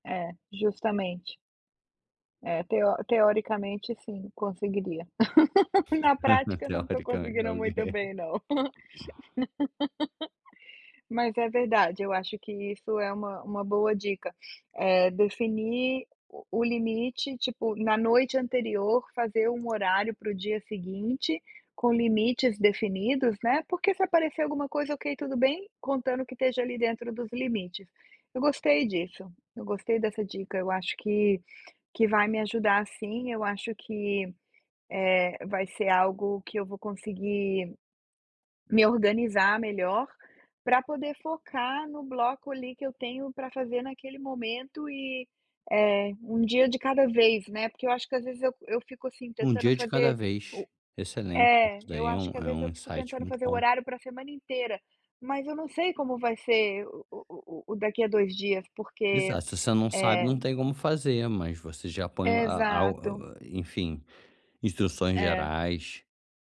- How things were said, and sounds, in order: laugh; other background noise; laugh; laugh; in English: "insight"; tapping
- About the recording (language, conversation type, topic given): Portuguese, advice, Como posso organizar blocos de foco para evitar sobrecarga mental ao planejar o meu dia?